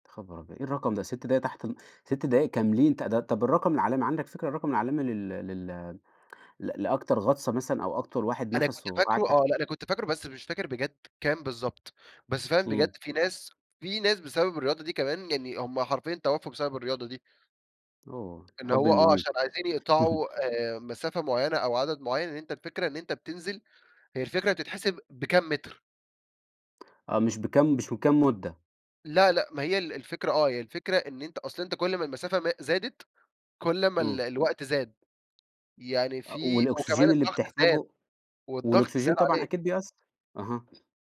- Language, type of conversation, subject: Arabic, podcast, إيه هي هوايتك المفضلة وليه بتحبّها؟
- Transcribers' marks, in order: tapping; in English: "oh"; chuckle; other background noise